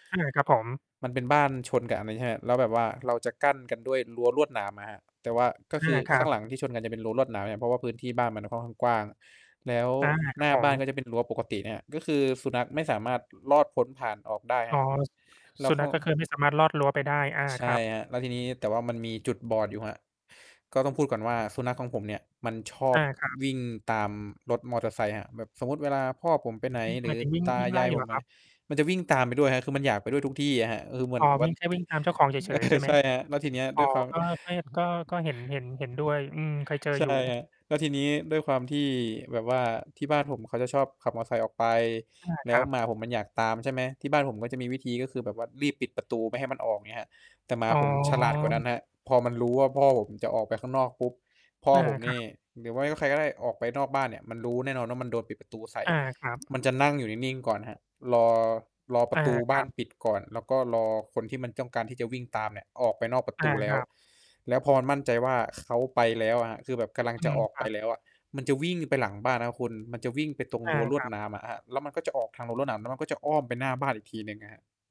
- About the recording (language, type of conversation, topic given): Thai, unstructured, คุณช่วยเล่าเรื่องที่ประทับใจเกี่ยวกับสัตว์เลี้ยงของคุณให้ฟังหน่อยได้ไหม?
- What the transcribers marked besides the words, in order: distorted speech; other background noise; tapping; laughing while speaking: "เออ"; static